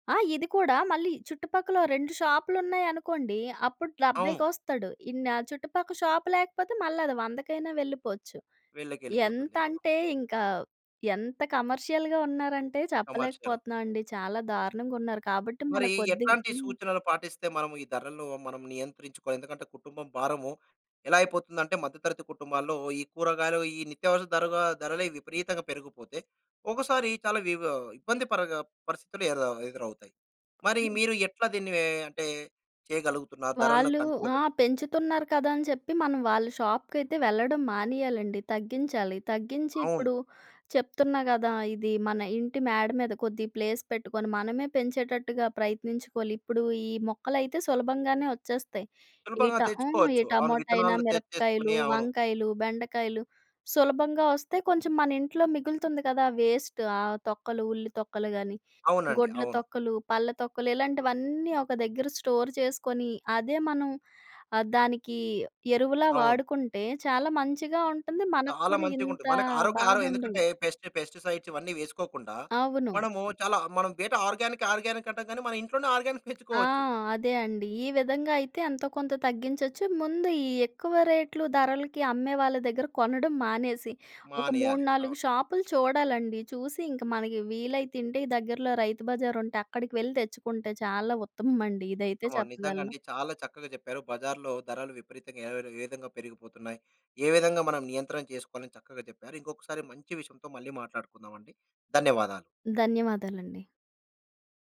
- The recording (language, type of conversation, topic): Telugu, podcast, బజార్‌లో ధరలు ఒక్కసారిగా మారి గందరగోళం ఏర్పడినప్పుడు మీరు ఏమి చేశారు?
- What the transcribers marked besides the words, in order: in English: "కమర్షియల్‌గా"; in English: "కమర్షియల్"; in English: "కంట్రోల్‌లో"; in English: "ప్లేస్"; in English: "వేస్ట్"; in English: "స్టోర్"; in English: "పెస్టిసైడ్స్"; in English: "ఆర్గానిక్ ఆర్గానిక్"; in English: "ఆర్గానిక్"; unintelligible speech